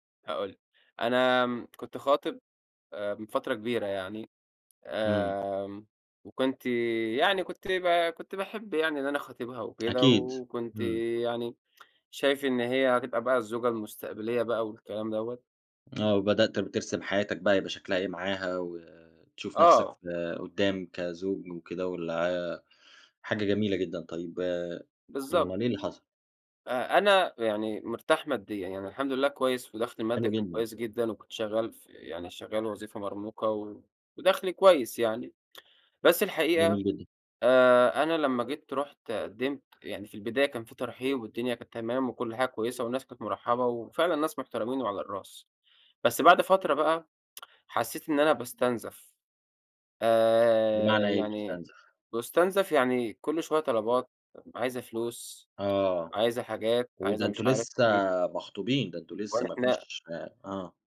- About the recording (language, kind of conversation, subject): Arabic, podcast, إزاي تقدر تبتدي صفحة جديدة بعد تجربة اجتماعية وجعتك؟
- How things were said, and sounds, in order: tapping; tsk; tsk; tsk